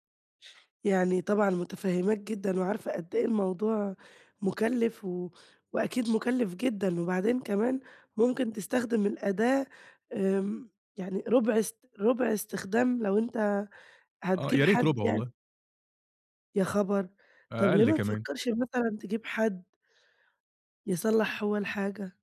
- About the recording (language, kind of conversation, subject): Arabic, advice, إيه تجربتك مع الشراء الاندفاعي والندم بعد الصرف؟
- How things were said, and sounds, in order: none